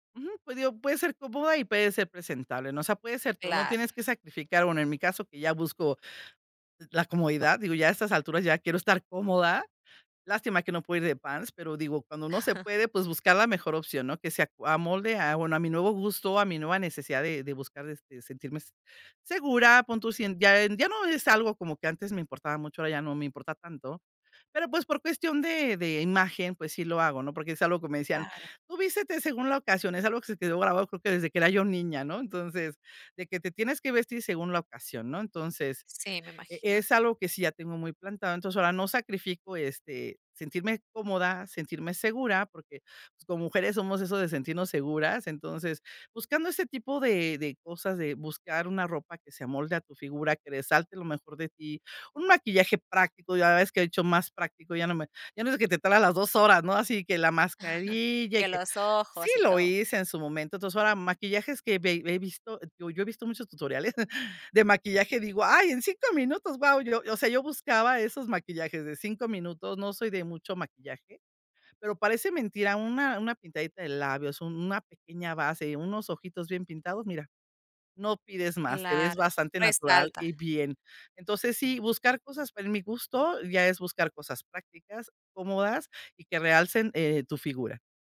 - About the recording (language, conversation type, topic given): Spanish, podcast, ¿Qué prendas te hacen sentir más seguro?
- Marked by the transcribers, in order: chuckle; chuckle; chuckle